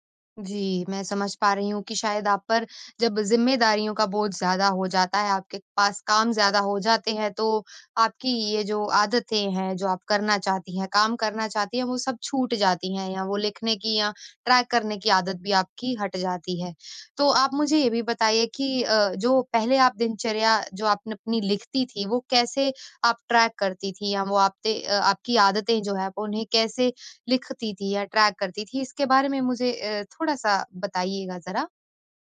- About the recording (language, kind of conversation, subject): Hindi, advice, दिनचर्या लिखने और आदतें दर्ज करने की आदत कैसे टूट गई?
- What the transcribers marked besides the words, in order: in English: "ट्रैक"; in English: "ट्रैक"; in English: "ट्रैक"